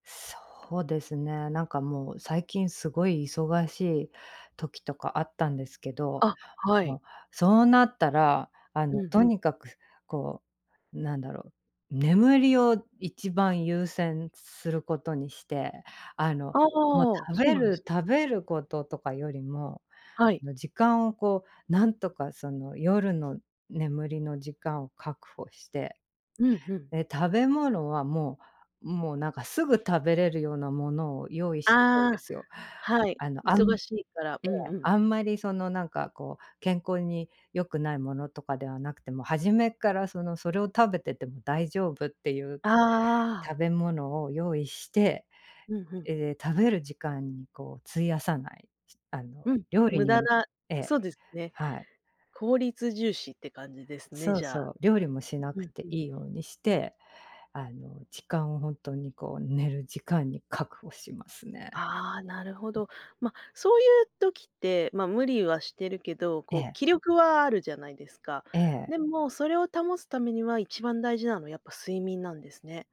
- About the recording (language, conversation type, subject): Japanese, podcast, やる気が出ない日は、どうやって乗り切りますか？
- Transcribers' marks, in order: other background noise